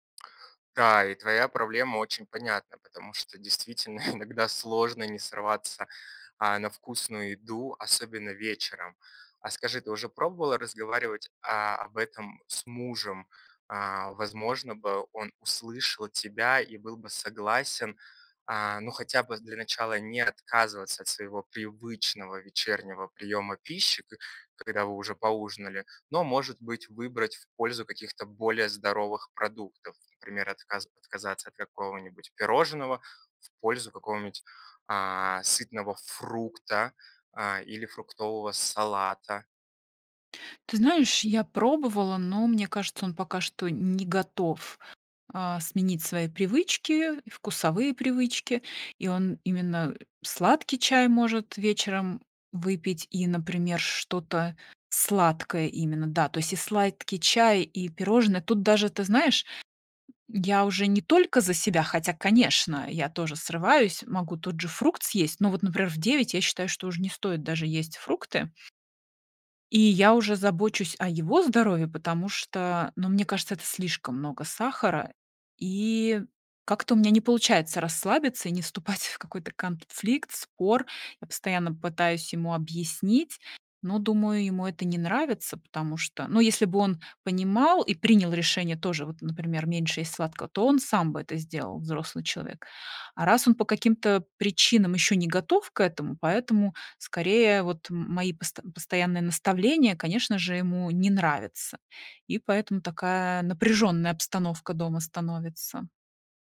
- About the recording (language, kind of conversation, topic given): Russian, advice, Как договориться с домочадцами, чтобы они не мешали моим здоровым привычкам?
- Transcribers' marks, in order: chuckle; "сладкий" said as "слайдкий"; other noise; chuckle; tapping